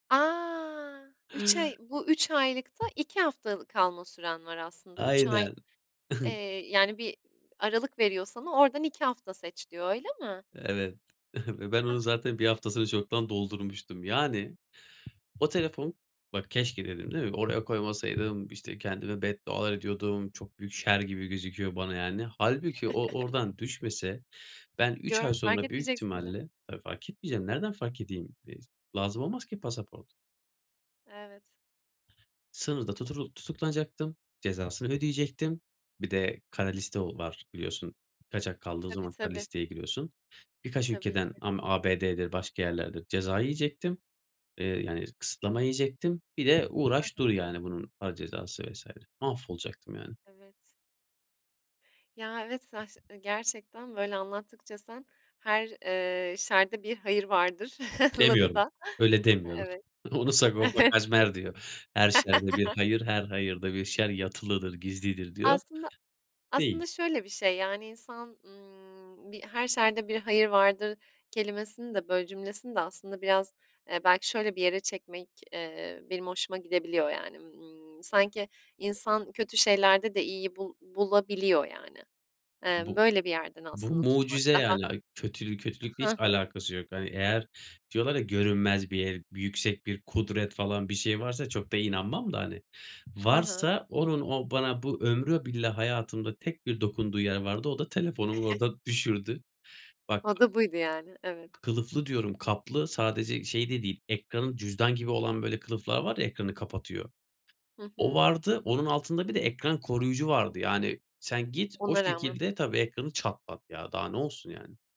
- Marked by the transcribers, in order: drawn out: "A!"; other background noise; tapping; chuckle; scoff; chuckle; unintelligible speech; chuckle; laughing while speaking: "Onu"; chuckle; laugh; chuckle
- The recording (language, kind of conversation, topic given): Turkish, podcast, Sence “keşke” demekten nasıl kurtulabiliriz?